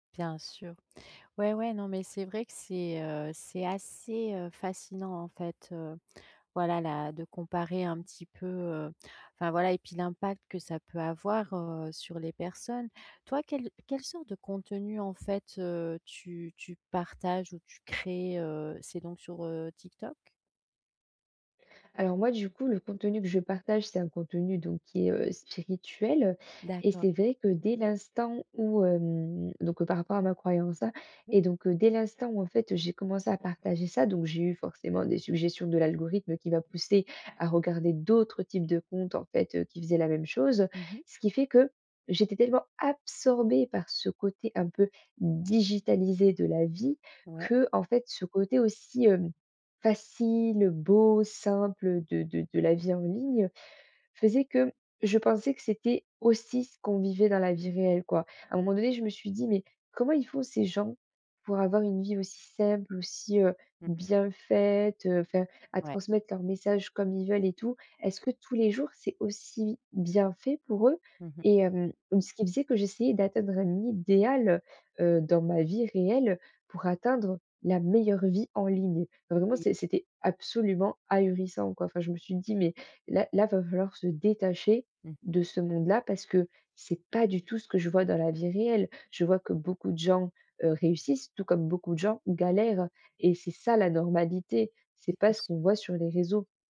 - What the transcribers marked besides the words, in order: tapping; stressed: "absorbée"; stressed: "digitalisé"; unintelligible speech
- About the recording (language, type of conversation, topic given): French, advice, Comment puis-je rester fidèle à moi-même entre ma vie réelle et ma vie en ligne ?